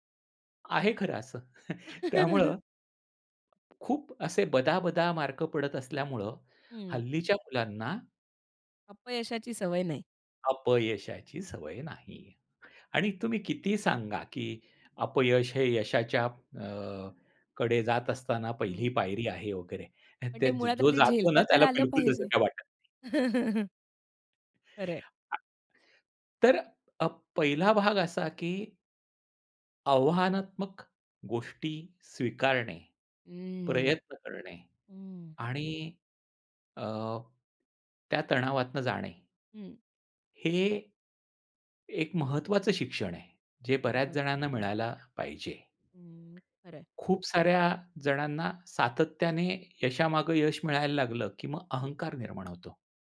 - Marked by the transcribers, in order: chuckle; laughing while speaking: "त्यामुळं"; scoff; other noise; chuckle; tapping
- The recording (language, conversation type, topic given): Marathi, podcast, तणावात स्वतःशी दयाळूपणा कसा राखता?